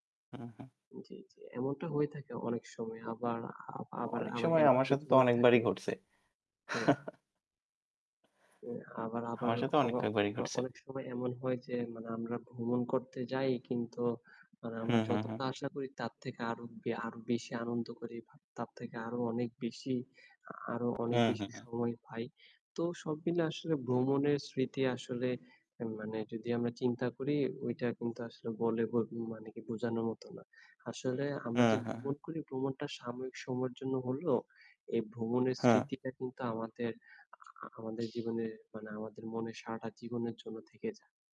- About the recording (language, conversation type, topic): Bengali, unstructured, আপনি ভ্রমণে যেতে সবচেয়ে বেশি কোন জায়গাটি পছন্দ করেন?
- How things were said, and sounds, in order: distorted speech; laugh; static